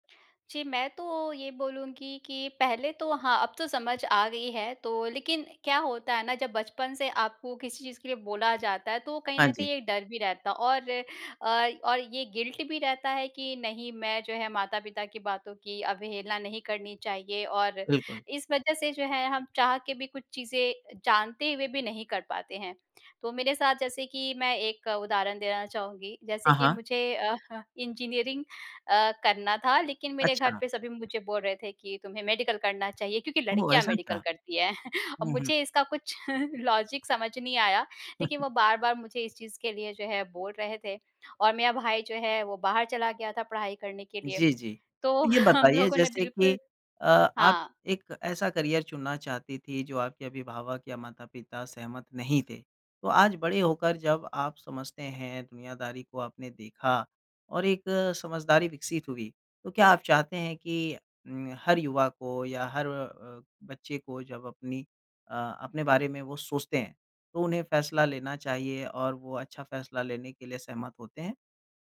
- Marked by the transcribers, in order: in English: "गिल्ट"; chuckle; surprised: "ओह! ऐसा क्या?"; chuckle; in English: "लॉजिक"; chuckle; chuckle
- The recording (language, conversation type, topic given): Hindi, podcast, दूसरों की राय से आपकी अभिव्यक्ति कैसे बदलती है?